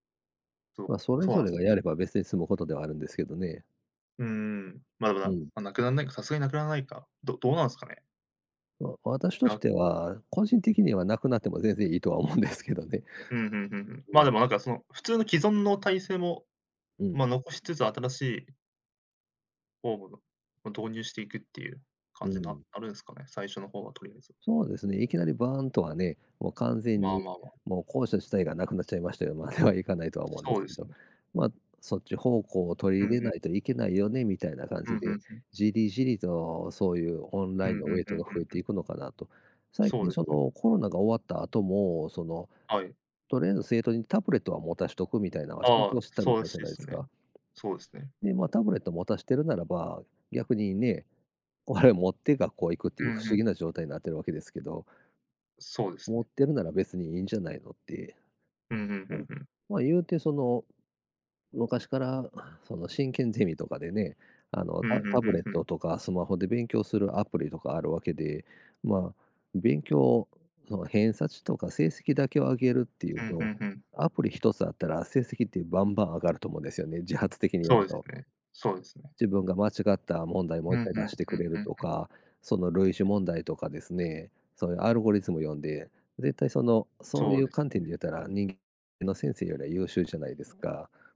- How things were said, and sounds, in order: tapping; other background noise; laughing while speaking: "思うんですけどね"
- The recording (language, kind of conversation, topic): Japanese, unstructured, 未来の学校はどんなふうになると思いますか？